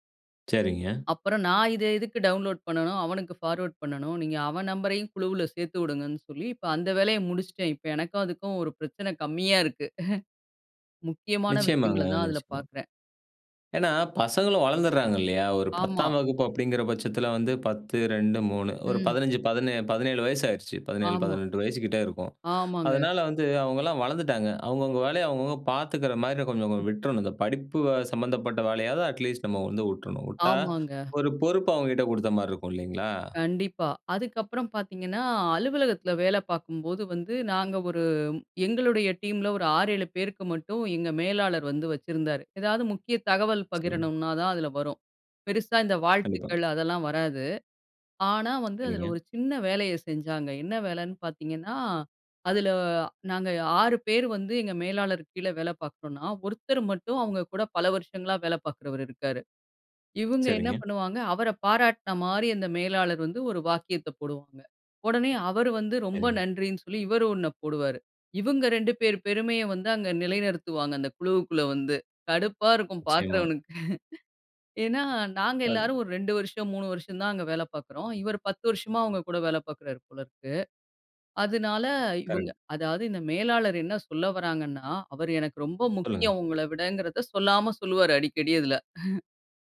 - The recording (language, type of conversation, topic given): Tamil, podcast, வாட்ஸ்அப் குழுக்களை எப்படி கையாள்கிறீர்கள்?
- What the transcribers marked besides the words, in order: in English: "டவுன்லோட்"; in English: "பார்வர்ட்"; chuckle; other noise; in English: "அட்லீஸ்ட்"; other background noise; chuckle; chuckle